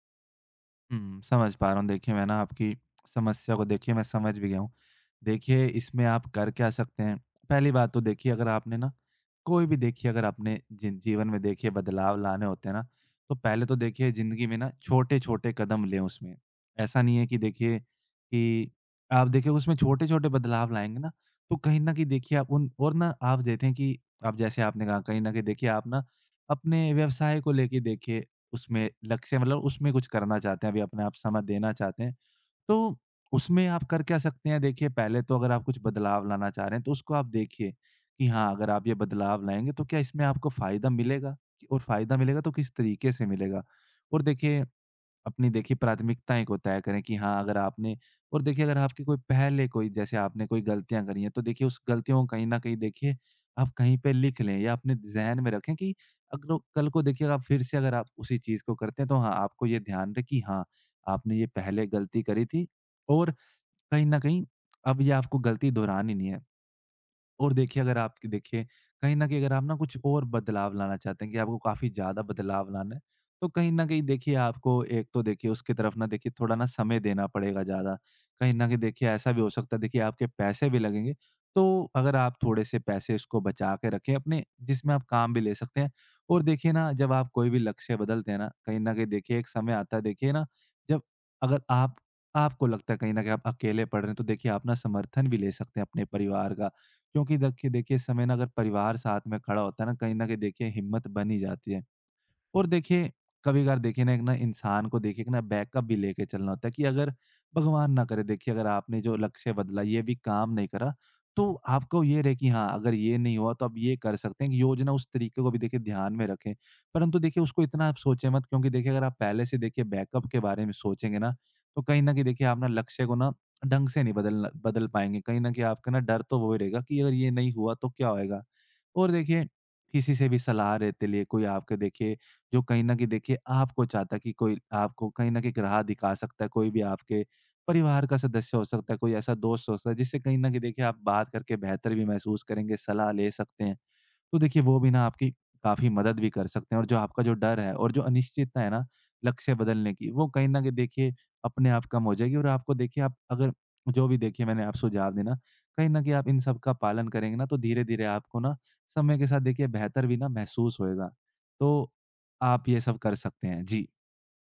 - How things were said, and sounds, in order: tapping; other background noise; in English: "बैकअप"; in English: "बैकअप"
- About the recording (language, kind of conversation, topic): Hindi, advice, लक्ष्य बदलने के डर और अनिश्चितता से मैं कैसे निपटूँ?